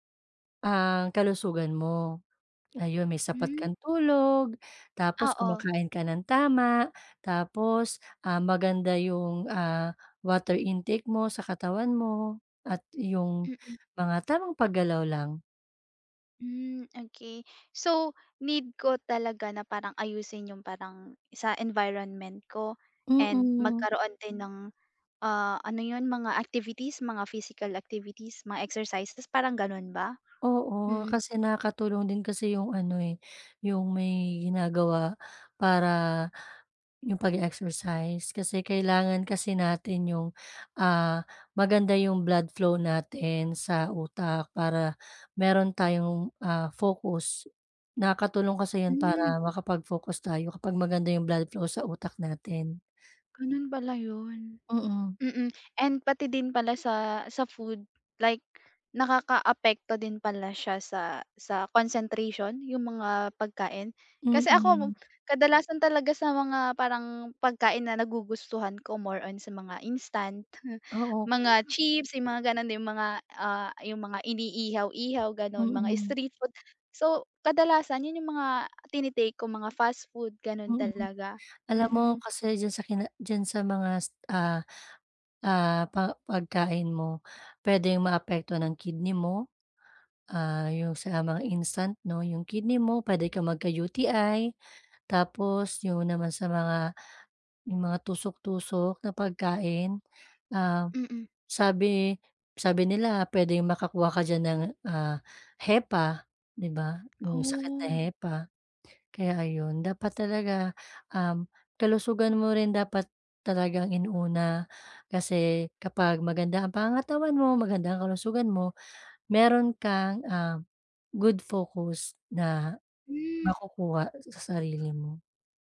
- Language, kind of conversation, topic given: Filipino, advice, Paano ko mapapanatili ang konsentrasyon ko habang gumagawa ng mahahabang gawain?
- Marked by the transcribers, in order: tapping; other background noise